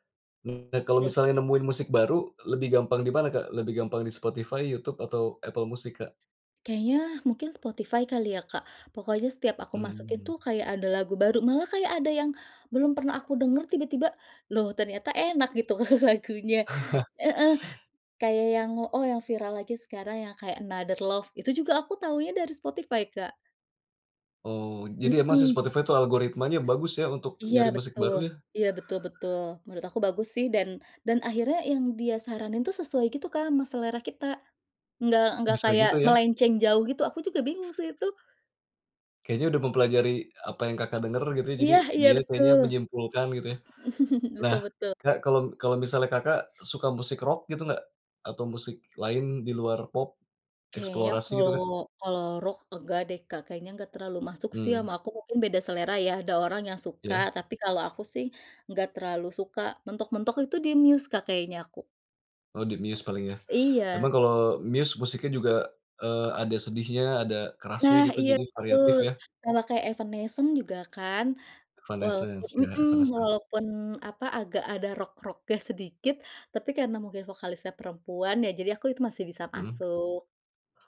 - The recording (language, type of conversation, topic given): Indonesian, podcast, Bagaimana biasanya kamu menemukan musik baru?
- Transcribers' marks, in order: chuckle; other background noise; chuckle